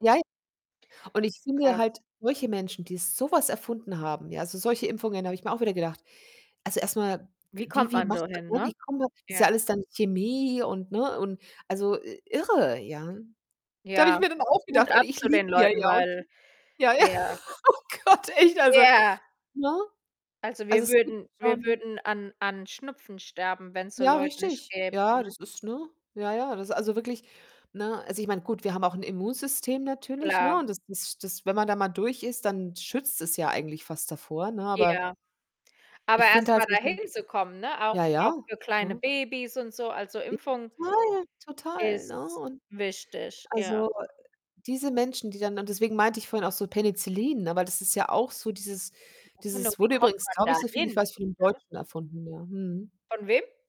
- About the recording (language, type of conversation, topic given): German, unstructured, Was ist für dich die wichtigste Erfindung der Menschheit?
- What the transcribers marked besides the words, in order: distorted speech; laughing while speaking: "ja. Oh Gott, echt"; unintelligible speech; unintelligible speech